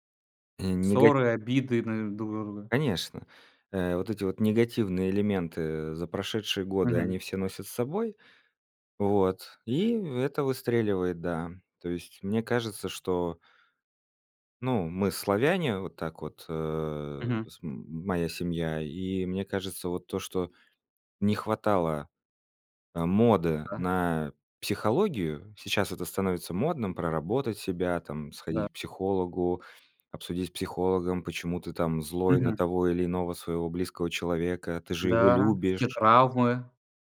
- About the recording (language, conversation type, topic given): Russian, podcast, Как обычно проходят разговоры за большим семейным столом у вас?
- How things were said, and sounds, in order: other background noise